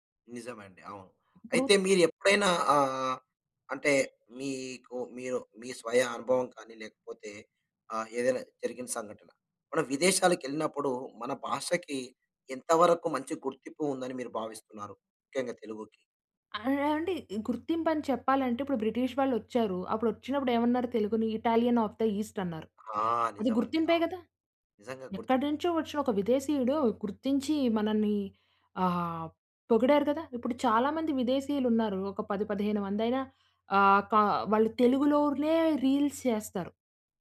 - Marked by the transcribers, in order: other background noise; horn; in English: "ఇటాలియన్ ఆఫ్ ద ఈస్ట్"; in English: "రీల్స్"
- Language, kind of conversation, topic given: Telugu, podcast, మీ ప్రాంతీయ భాష మీ గుర్తింపుకు ఎంత అవసరమని మీకు అనిపిస్తుంది?